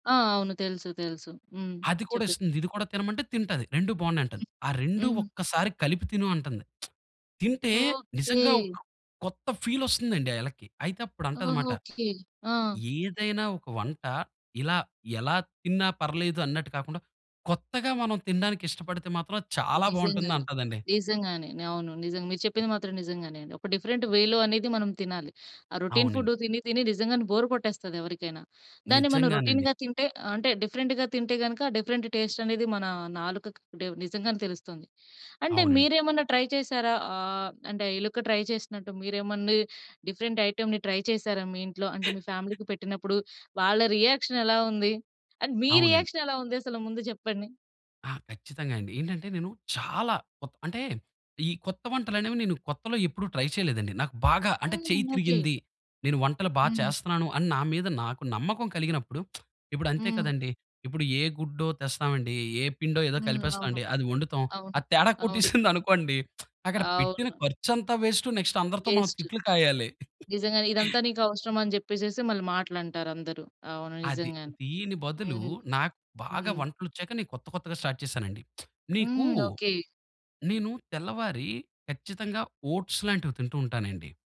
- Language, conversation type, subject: Telugu, podcast, కొత్త వంటకాలు నేర్చుకోవడం ఎలా మొదలుపెడతారు?
- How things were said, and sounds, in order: tapping; lip smack; in English: "ఫీల్"; other background noise; in English: "డిఫరెంట్ వేలో"; in English: "రోటిన్ ఫుడ్"; in English: "బోర్"; in English: "రోటిన్‌గా"; in English: "డిఫరెంట్‌గా"; in English: "డిఫరెంట్ టెస్ట్"; in English: "ట్రై"; in English: "ట్రై"; in English: "డిఫరెంట్ ఐటెమ్‌ని ట్రై"; chuckle; in English: "ఫ్యామిలీకి"; in English: "రియాక్షన్"; in English: "అండ్"; in English: "రియాక్షన్"; in English: "ట్రై"; lip smack; lip smack; in English: "వెస్ట్, నెక్స్ట్"; giggle; in English: "స్టార్ట్"; lip smack; in English: "ఓట్స్"